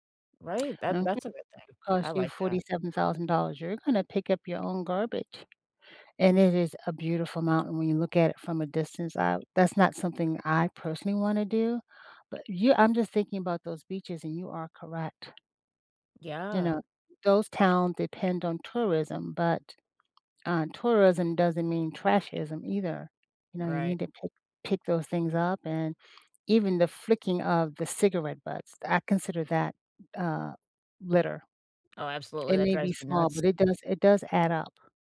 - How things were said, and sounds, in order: unintelligible speech
- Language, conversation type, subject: English, unstructured, What do you think about travelers who litter or damage natural areas?
- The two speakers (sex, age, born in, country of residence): female, 20-24, United States, United States; female, 40-44, United States, United States